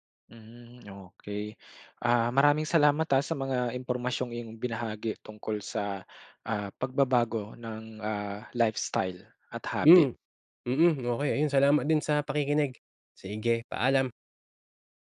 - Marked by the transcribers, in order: none
- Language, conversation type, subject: Filipino, podcast, Anong simpleng gawi ang talagang nagbago ng buhay mo?